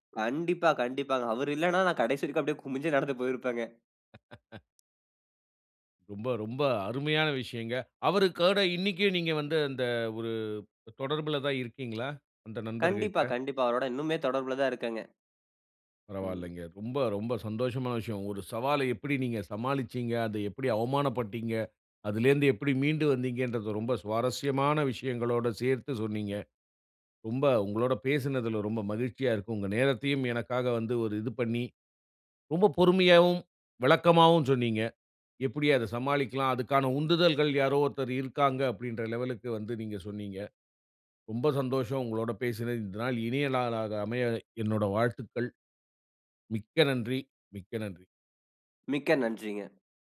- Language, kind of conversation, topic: Tamil, podcast, பெரிய சவாலை எப்படி சமாளித்தீர்கள்?
- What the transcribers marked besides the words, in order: laughing while speaking: "குமிஞ்சே நடந்து போயிருப்பேங்க!"; laugh; "அவருக்கூட" said as "அவருக்கட"; in English: "லெவலுக்கு"